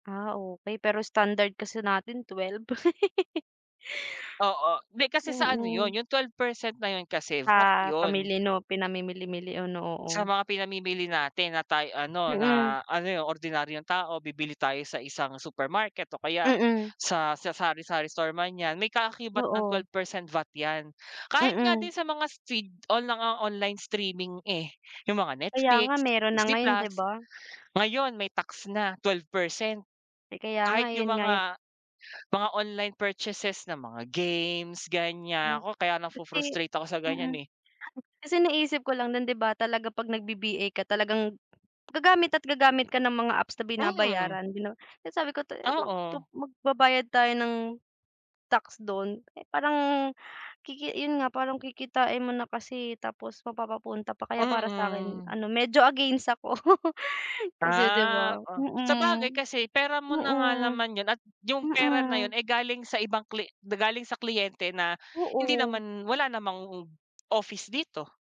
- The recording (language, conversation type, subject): Filipino, unstructured, Ano ang pakiramdam mo tungkol sa mga taong nandaraya sa buwis para lang kumita?
- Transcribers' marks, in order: in English: "standard"; chuckle; in English: "nafo-frustrate"; unintelligible speech; chuckle